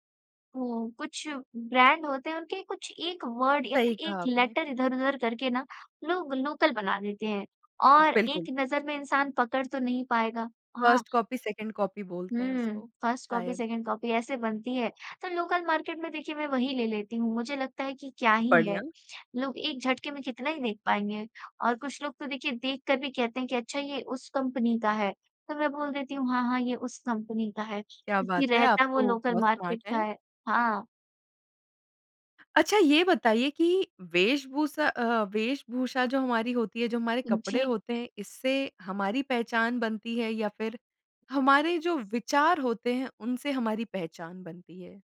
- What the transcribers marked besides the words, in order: in English: "वर्ड"; in English: "लेटर"; in English: "लोकल"; in English: "फर्स्ट कॉपी, सेकंड कॉपी"; in English: "फर्स्ट कॉपी, सेकंड कॉपी"; in English: "लोकल मार्केट"; in English: "स्मार्ट"; in English: "लोकल मार्केट"
- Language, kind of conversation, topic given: Hindi, podcast, स्थानीय कपड़ों से आपकी पहचान का क्या संबंध है?
- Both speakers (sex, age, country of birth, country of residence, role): female, 20-24, India, India, guest; female, 25-29, India, India, host